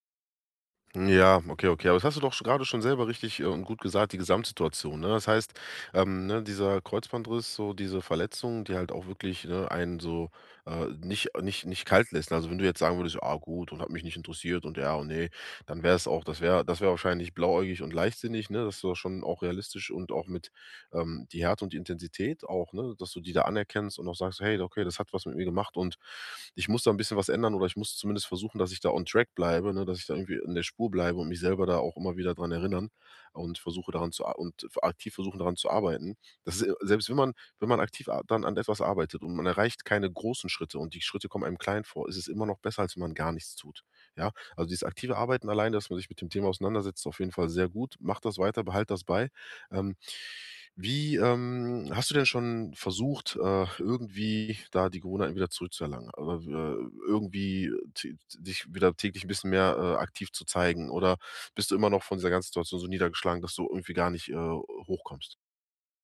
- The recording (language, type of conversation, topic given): German, advice, Wie kann ich mich täglich zu mehr Bewegung motivieren und eine passende Gewohnheit aufbauen?
- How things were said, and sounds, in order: in English: "on Track"; unintelligible speech